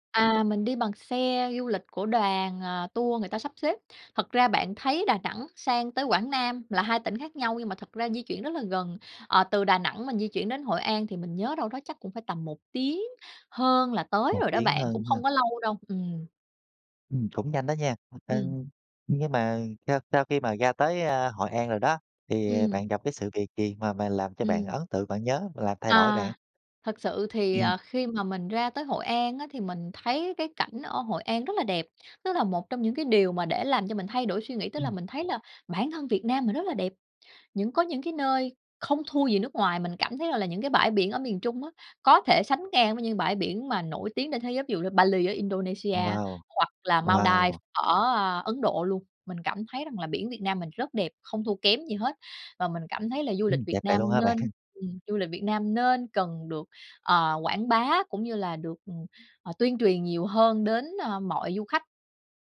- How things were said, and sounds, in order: other background noise; tapping; laugh
- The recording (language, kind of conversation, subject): Vietnamese, podcast, Bạn có thể kể về một chuyến đi đã khiến bạn thay đổi rõ rệt nhất không?